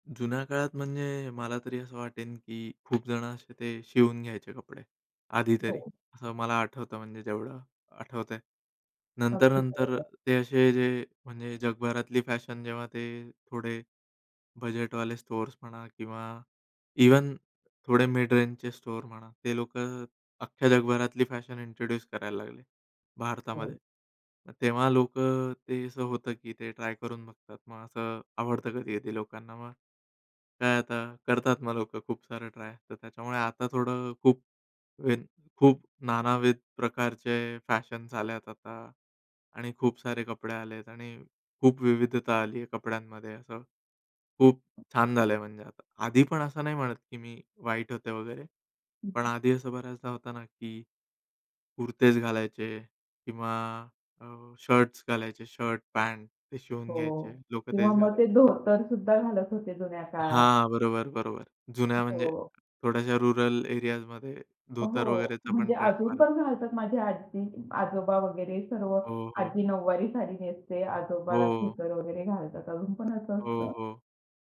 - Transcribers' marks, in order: tapping; in English: "मिड रेंजचे स्टोअर"; other background noise; other noise; in English: "रुरल"; unintelligible speech
- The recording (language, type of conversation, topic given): Marathi, podcast, तुमच्या शैलीला प्रेरणा मुख्यतः कुठून मिळते?